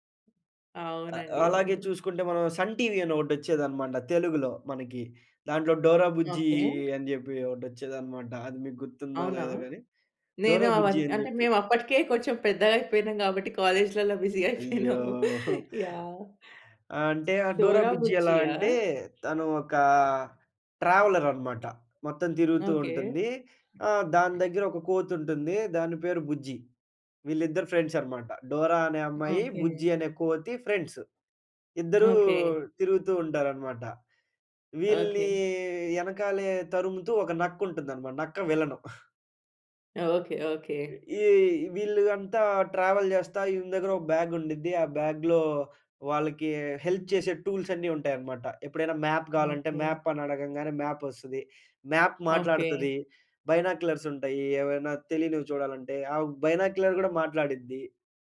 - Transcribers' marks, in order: laughing while speaking: "కాలేజ్‌లలో బిజీ అయిపోయినాము"; in English: "బిజీ"; in English: "ట్రావెలర్"; tapping; other background noise; in English: "ఫ్రెండ్స్"; in English: "ఫ్రెండ్స్"; in English: "ట్రావెల్"; in English: "బ్యాగ్"; in English: "బ్యాగ్‌లో"; in English: "హెల్ప్"; in English: "టూల్స్"; in English: "బైనాక్యులర్స్"; in English: "బైనాక్యులర్"
- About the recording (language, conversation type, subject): Telugu, podcast, చిన్నతనంలో మీరు చూసిన టెలివిజన్ కార్యక్రమం ఏది?